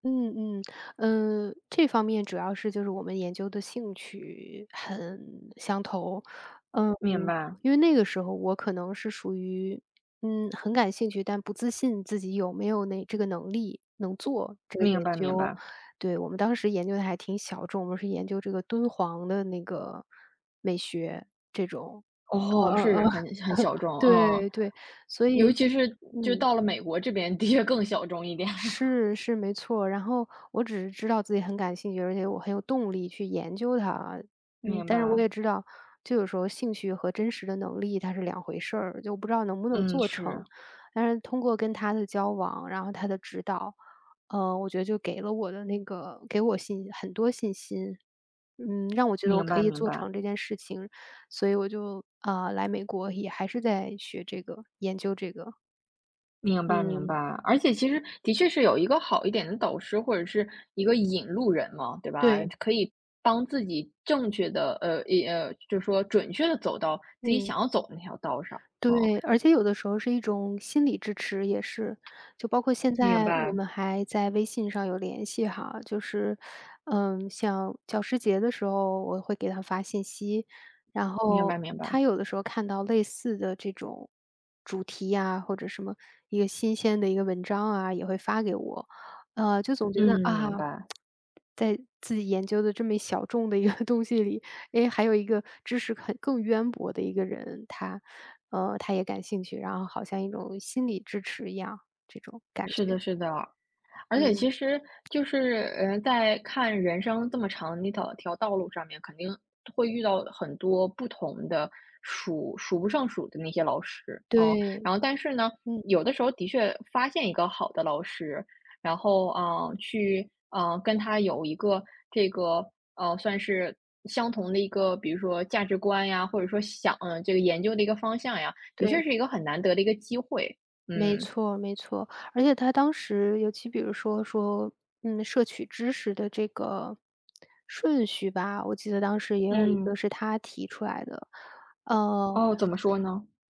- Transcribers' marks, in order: chuckle; laughing while speaking: "的确更小众一点了"; other noise; other background noise; tsk; laughing while speaking: "一个东西里"
- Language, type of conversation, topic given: Chinese, podcast, 能不能说说导师给过你最实用的建议？